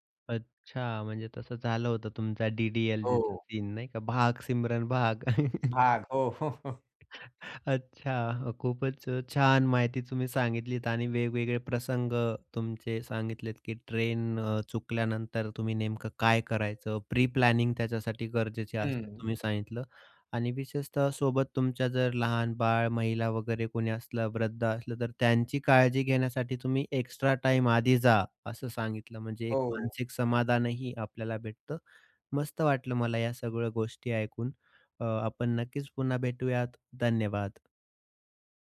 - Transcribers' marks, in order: other background noise; in Hindi: "भाग सिमरन भाग"; chuckle; in English: "प्री प्लॅनिंग"; tapping
- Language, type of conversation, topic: Marathi, podcast, तुम्ही कधी फ्लाइट किंवा ट्रेन चुकवली आहे का, आणि तो अनुभव सांगू शकाल का?